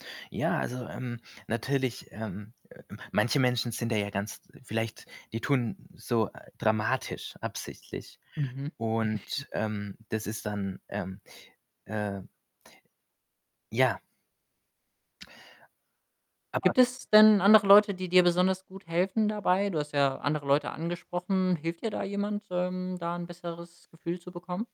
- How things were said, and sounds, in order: static; chuckle; other background noise; distorted speech; unintelligible speech
- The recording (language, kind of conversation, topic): German, podcast, Wie bleibst du motiviert, wenn das Lernen schwierig wird?